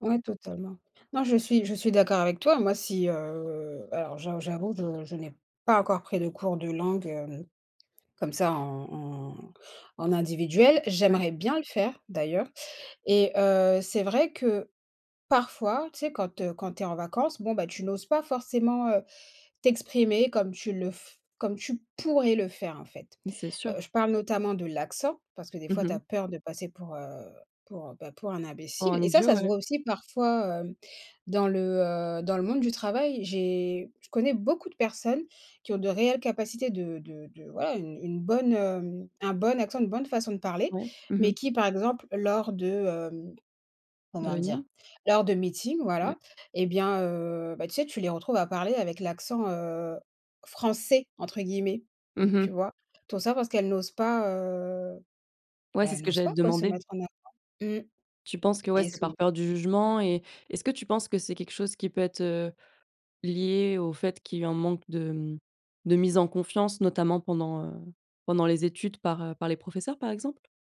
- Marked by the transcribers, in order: drawn out: "heu"; stressed: "pas"; stressed: "parfois"; stressed: "pourrais"; stressed: "français"
- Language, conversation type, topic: French, unstructured, Qu’est-ce qui fait un bon professeur, selon toi ?